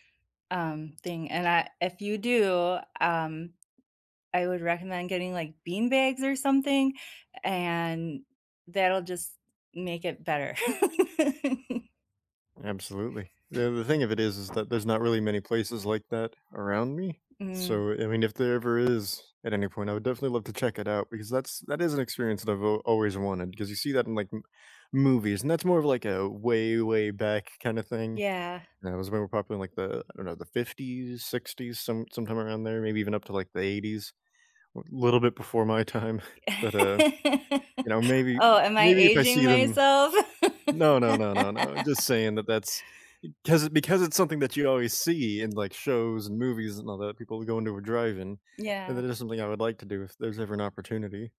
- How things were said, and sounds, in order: tapping; chuckle; other background noise; laugh; laughing while speaking: "time"; laugh
- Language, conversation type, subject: English, unstructured, Which comfort-watch movie or series do you rewatch endlessly, and why does it feel like home?
- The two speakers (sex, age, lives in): female, 45-49, United States; male, 25-29, United States